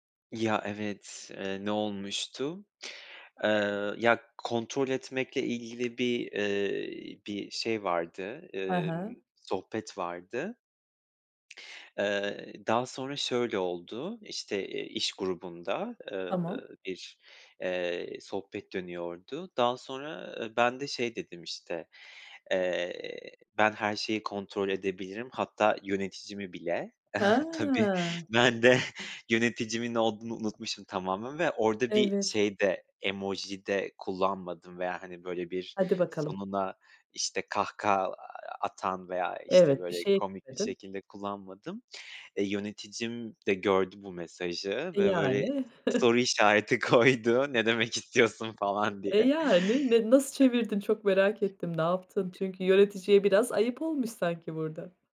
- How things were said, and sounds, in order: chuckle; laughing while speaking: "Tabii ben de"; tapping; unintelligible speech; chuckle; laughing while speaking: "soru işareti koydu, ne demek istiyorsun falan diye"; other noise
- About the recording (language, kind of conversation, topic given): Turkish, podcast, Kısa mesajlarda mizahı nasıl kullanırsın, ne zaman kaçınırsın?
- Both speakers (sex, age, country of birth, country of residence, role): female, 35-39, Turkey, Ireland, host; male, 30-34, Turkey, Poland, guest